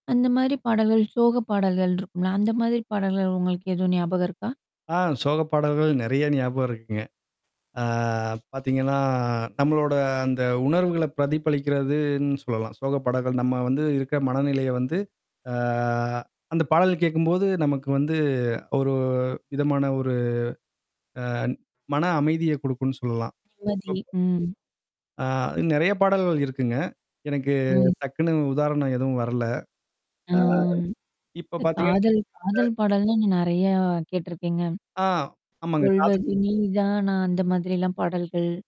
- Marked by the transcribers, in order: other noise; static; drawn out: "ஆ பாத்தீங்கன்னா"; other background noise; drawn out: "ஆ"; drawn out: "ஒரு"; tapping; drawn out: "ஆம்"; distorted speech; singing: "சொல்வது நீதானா?"
- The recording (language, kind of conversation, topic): Tamil, podcast, பண்டைய பாடல்கள் ஏன் இன்னும் நம் நெஞ்சைத் தொடுகின்றன?